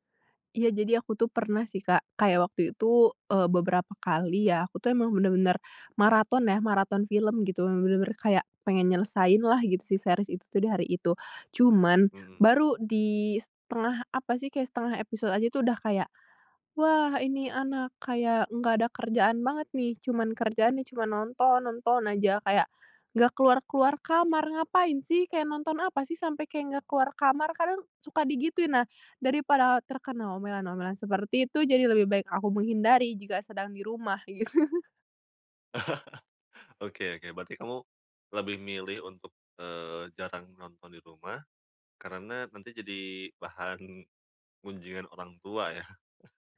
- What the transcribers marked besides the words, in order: in English: "series"; chuckle; chuckle
- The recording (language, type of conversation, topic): Indonesian, podcast, Apa kegiatan yang selalu bikin kamu lupa waktu?